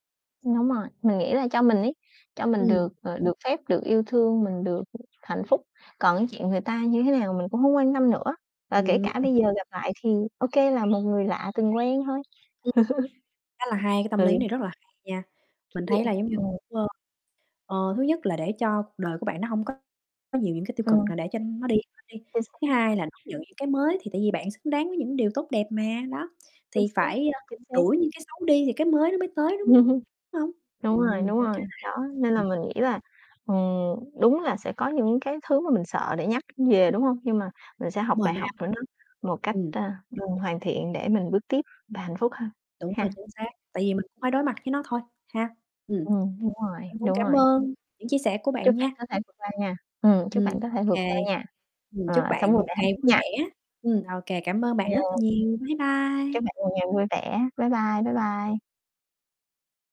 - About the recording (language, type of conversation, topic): Vietnamese, unstructured, Bạn có lo sợ rằng việc nhớ lại quá khứ sẽ khiến bạn tổn thương không?
- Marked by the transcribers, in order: static; mechanical hum; other background noise; bird; distorted speech; unintelligible speech; chuckle; chuckle; unintelligible speech; tapping; unintelligible speech; unintelligible speech